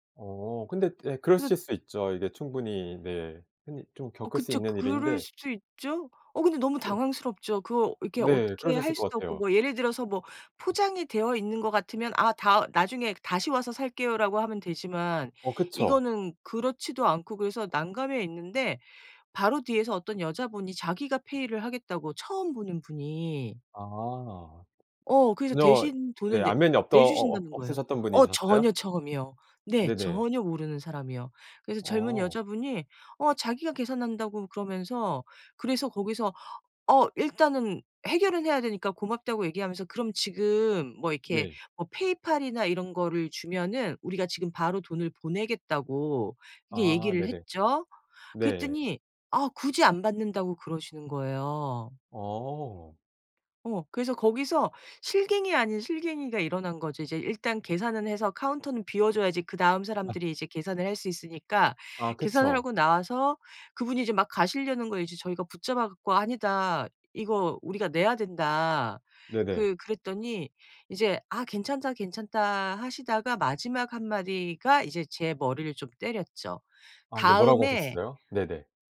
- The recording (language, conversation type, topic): Korean, podcast, 위기에서 누군가 도와준 일이 있었나요?
- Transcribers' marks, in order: in English: "페이를"; other background noise; laugh